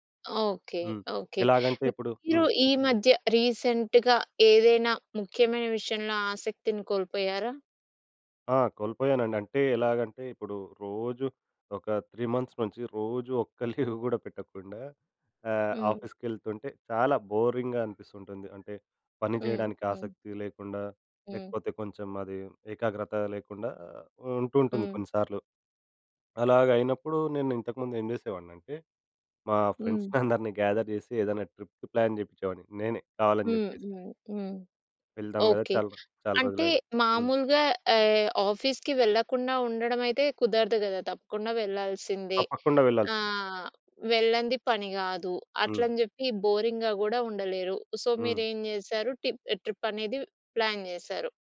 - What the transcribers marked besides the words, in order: in English: "రీసెంట్‌గా"; in English: "త్రీ మంత్స్"; laughing while speaking: "లీవ్ కూడా"; in English: "లీవ్"; in English: "బోరింగ్‌గా"; laughing while speaking: "ఫ్రెండ్స్‌ని అందరిని"; in English: "ఫ్రెండ్స్‌ని"; in English: "గ్యాధర్"; in English: "ట్రిప్‌కి ప్లాన్"; in English: "ఆఫీస్‌కి"; in English: "బోరింగ్‌గా"; in English: "సో"; in English: "టిప్ ట్రిప్"; in English: "ప్లాన్"
- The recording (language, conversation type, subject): Telugu, podcast, ఆసక్తి కోల్పోతే మీరు ఏ చిట్కాలు ఉపయోగిస్తారు?